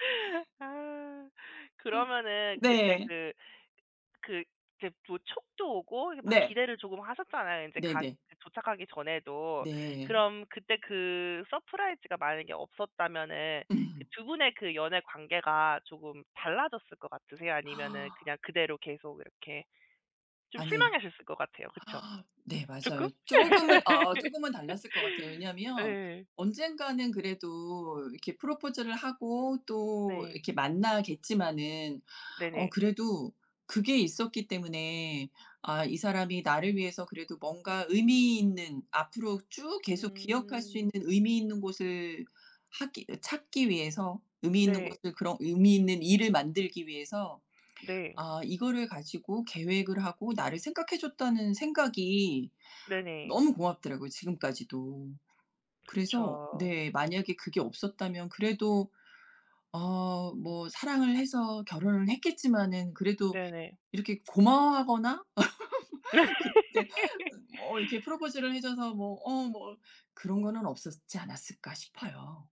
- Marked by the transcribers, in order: tapping; other background noise; gasp; gasp; laugh; laugh
- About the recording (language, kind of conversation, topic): Korean, unstructured, 연애하면서 가장 기억에 남는 깜짝 이벤트가 있었나요?